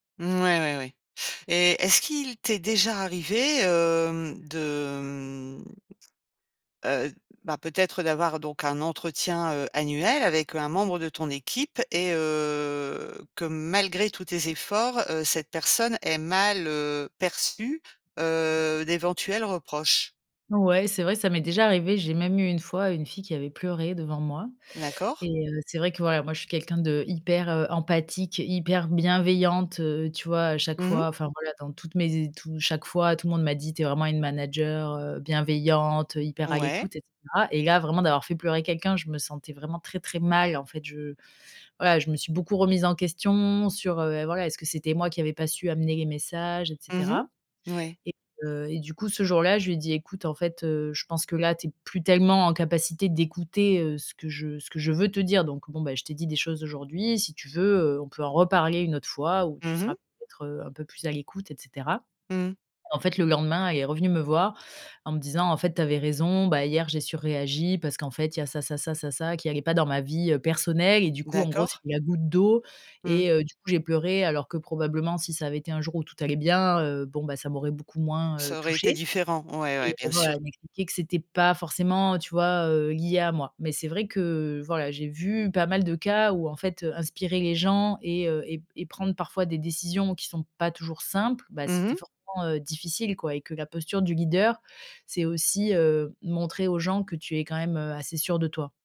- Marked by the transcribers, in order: drawn out: "mmh"; drawn out: "heu"
- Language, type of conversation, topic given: French, podcast, Qu’est-ce qui, pour toi, fait un bon leader ?